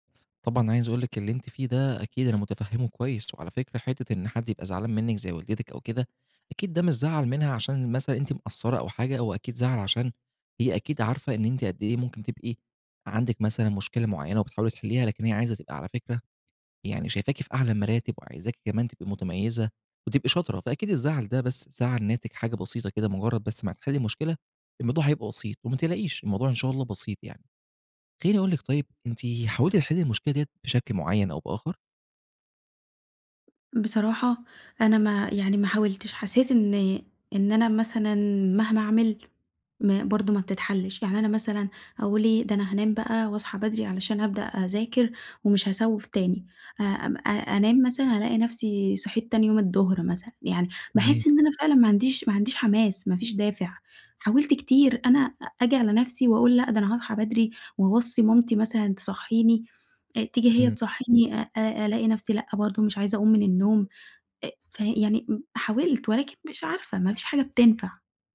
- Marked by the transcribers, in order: tapping
- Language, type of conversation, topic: Arabic, advice, إزاي بتتعامل مع التسويف وبتخلص شغلك في آخر لحظة؟